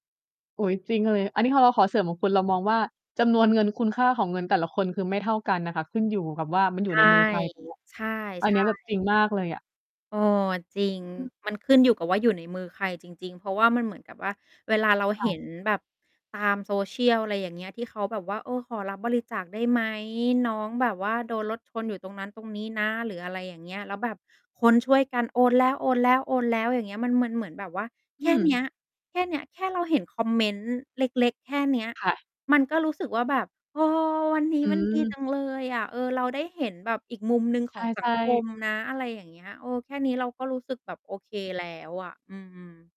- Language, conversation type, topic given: Thai, unstructured, คุณเคยมีช่วงเวลาที่ทำให้หัวใจฟูไหม?
- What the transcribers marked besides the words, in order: tapping; static; distorted speech; other background noise